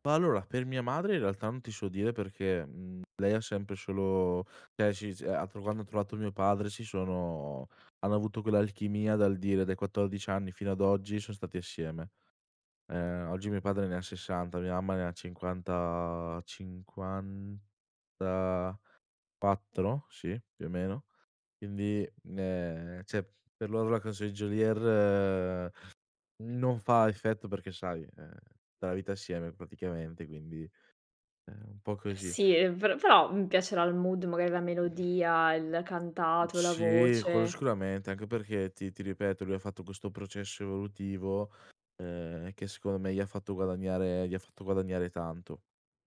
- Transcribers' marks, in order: "cioè" said as "ceh"; "cioè" said as "ceh"; "canzone" said as "cansoe"; in English: "mood"
- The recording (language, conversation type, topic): Italian, podcast, Qual è la canzone che più ti rappresenta?